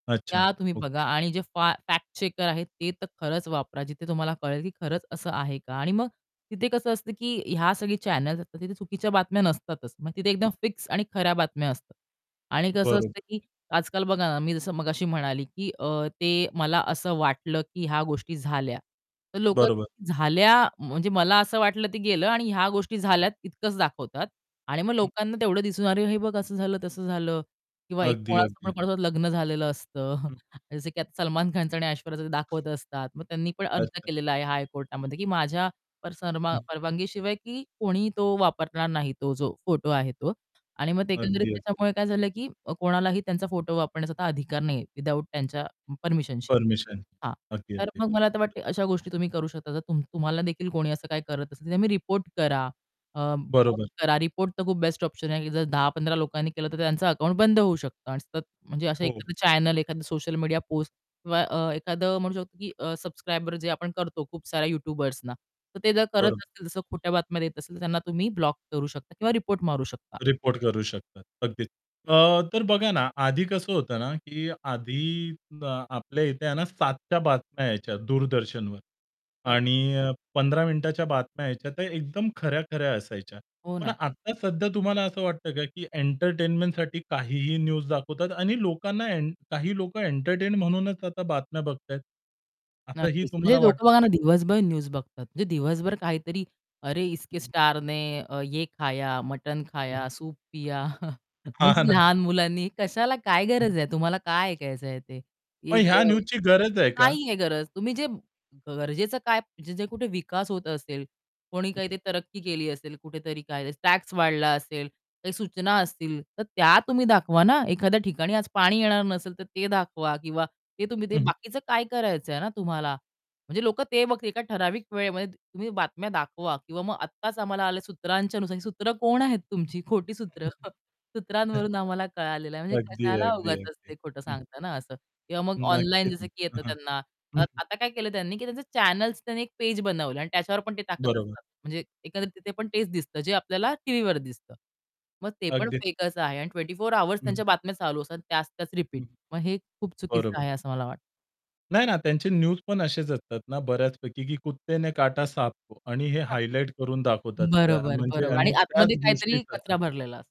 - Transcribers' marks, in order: static; in English: "चॅनल्स"; other noise; distorted speech; other background noise; tapping; unintelligible speech; in English: "चॅनल"; horn; in English: "न्यूज"; in Hindi: "अरे, इसके स्टारने ये खाया, मटन खाया, सूप पिया"; chuckle; laughing while speaking: "हां, ना"; unintelligible speech; in English: "न्यूज"; chuckle; chuckle; in English: "चॅनल्स"; in English: "न्यूज"; in Hindi: "कुत्ते ने काटा सांपकों"; chuckle
- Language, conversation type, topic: Marathi, podcast, ऑनलाइन बातम्यांची सत्यता कशी तपासता येते?